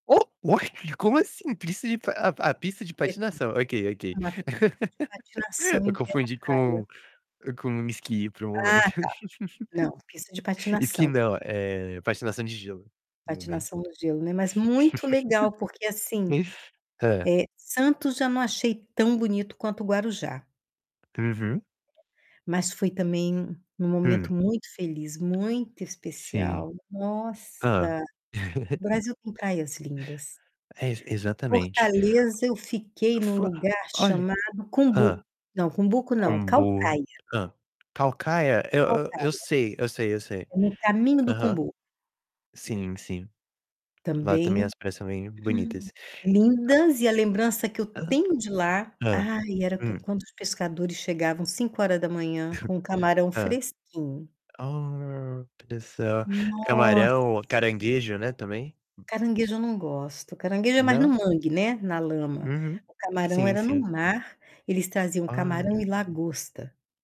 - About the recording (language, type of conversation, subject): Portuguese, unstructured, Qual é a lembrança mais feliz que você tem na praia?
- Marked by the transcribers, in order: static; distorted speech; laugh; laugh; laugh; tapping; chuckle; gasp; chuckle; other background noise